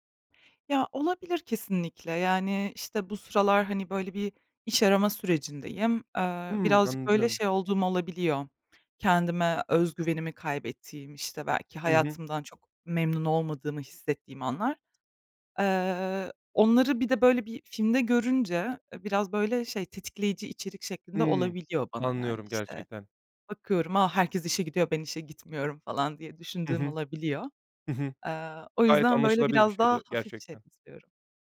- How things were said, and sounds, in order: unintelligible speech
- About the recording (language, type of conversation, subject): Turkish, podcast, Kendine ayırdığın zamanı nasıl yaratırsın ve bu zamanı nasıl değerlendirirsin?